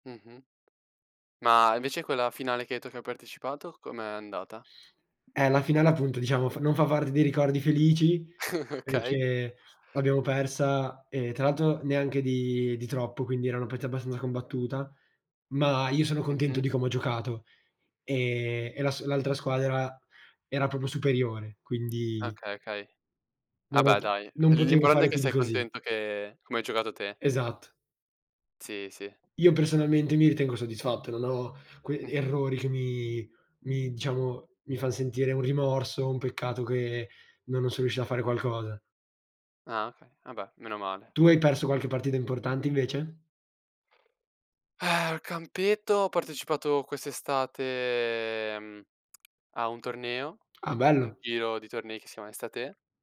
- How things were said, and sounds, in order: other background noise; chuckle; "Okay" said as "kay"; "proprio" said as "propio"; "vabbè" said as "abbè"; sigh
- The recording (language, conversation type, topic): Italian, unstructured, Qual è il posto che ti ha fatto sentire più felice?